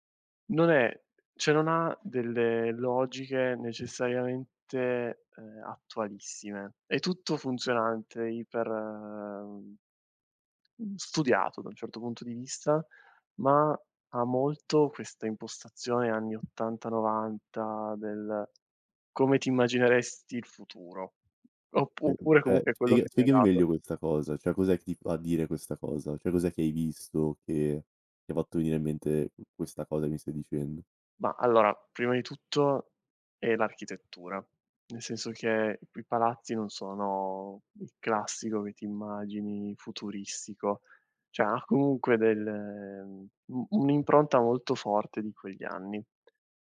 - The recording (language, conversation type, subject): Italian, podcast, Quale città o paese ti ha fatto pensare «tornerò qui» e perché?
- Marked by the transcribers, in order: "cioè" said as "ceh"; other background noise; tapping; "cioè" said as "ceh"; "Cioè" said as "ceh"; "Cioè" said as "ceh"; "Cioè" said as "ceh"